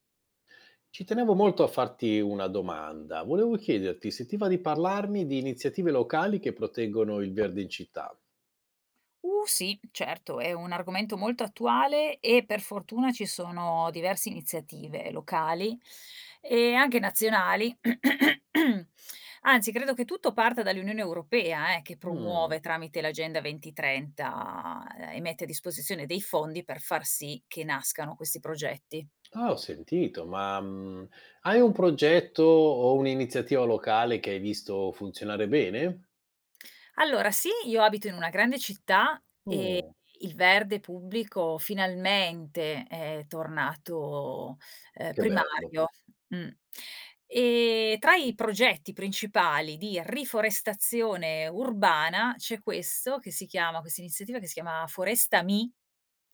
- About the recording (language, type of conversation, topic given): Italian, podcast, Quali iniziative locali aiutano a proteggere il verde in città?
- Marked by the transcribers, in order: throat clearing; other background noise